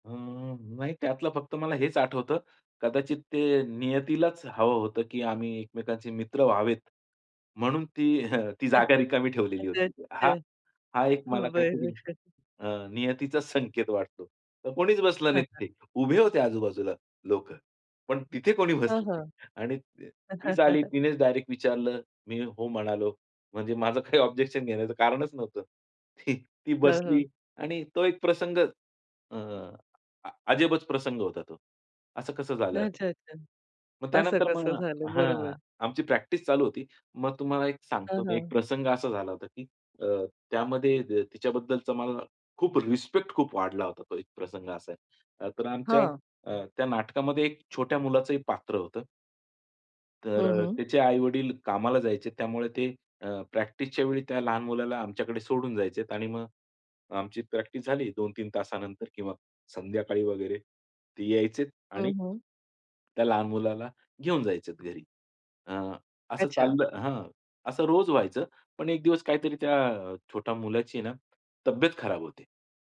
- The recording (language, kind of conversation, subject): Marathi, podcast, ट्रेनप्रवासात तुमची एखाद्या अनोळखी व्यक्तीशी झालेली संस्मरणीय भेट कशी घडली?
- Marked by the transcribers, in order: unintelligible speech; other noise; other background noise; chuckle; in English: "ऑब्जेक्शन"; chuckle; tapping